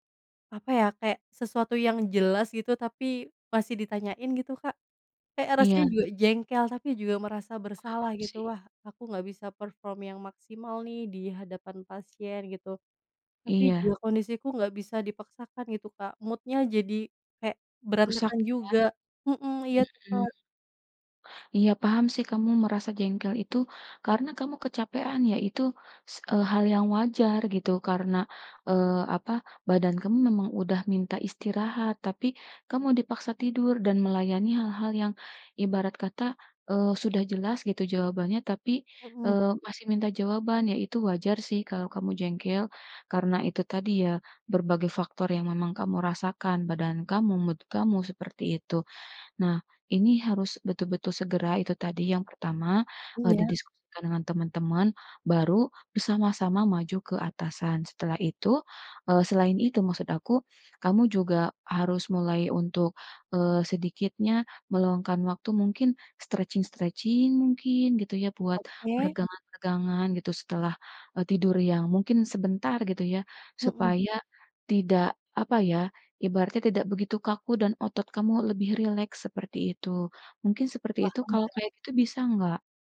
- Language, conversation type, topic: Indonesian, advice, Bagaimana cara mengatasi jam tidur yang berantakan karena kerja shift atau jadwal yang sering berubah-ubah?
- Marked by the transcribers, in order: in English: "perform"; in English: "mood-nya"; other background noise; in English: "mood"; in English: "stretching-stretching"